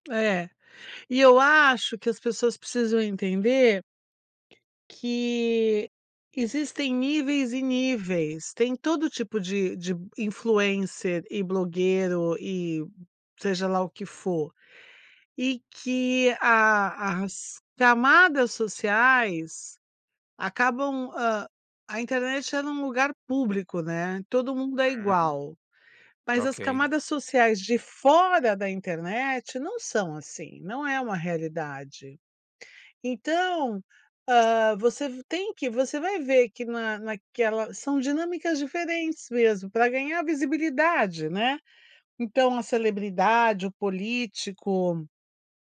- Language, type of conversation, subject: Portuguese, podcast, O que você pensa sobre o cancelamento nas redes sociais?
- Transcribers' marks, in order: none